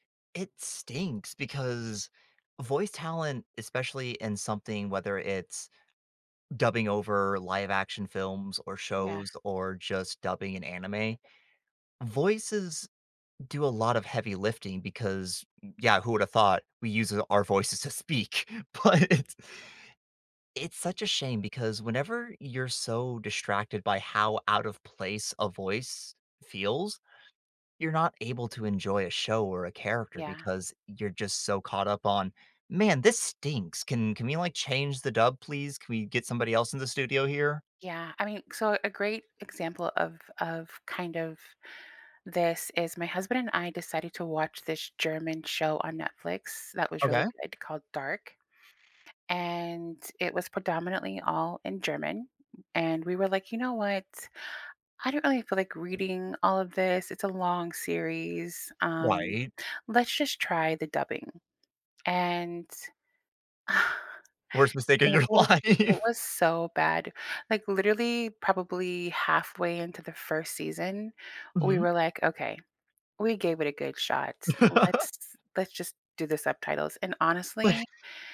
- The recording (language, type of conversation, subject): English, unstructured, Should I choose subtitles or dubbing to feel more connected?
- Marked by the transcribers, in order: laughing while speaking: "But it's"; other background noise; tapping; chuckle; laughing while speaking: "life"; chuckle; chuckle